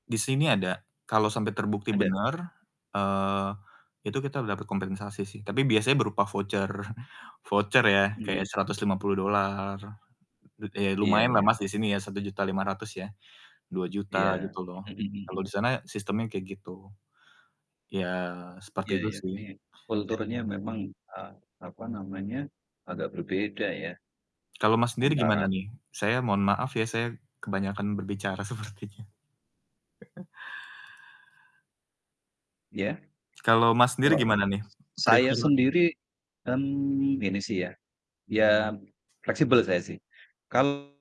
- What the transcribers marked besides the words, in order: chuckle; unintelligible speech; laughing while speaking: "sepertinya"; chuckle; in English: "Prefer"; other background noise; distorted speech
- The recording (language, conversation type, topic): Indonesian, unstructured, Apakah lebih baik menjadi pemimpin atau pengikut?
- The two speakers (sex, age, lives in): male, 25-29, Indonesia; male, 45-49, Indonesia